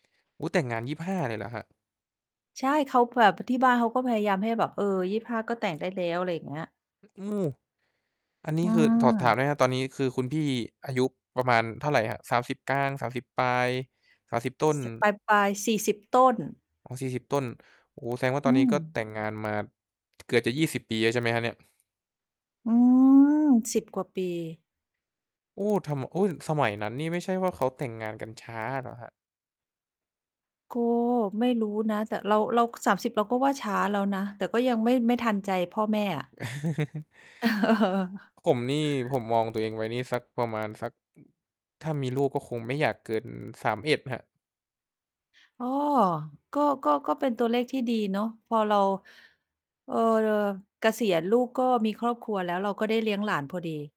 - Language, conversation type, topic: Thai, unstructured, คุณจัดการกับความเครียดจากงานอย่างไร?
- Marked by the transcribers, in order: distorted speech; "แบบ" said as "แพล็บ"; tapping; chuckle; laugh; other background noise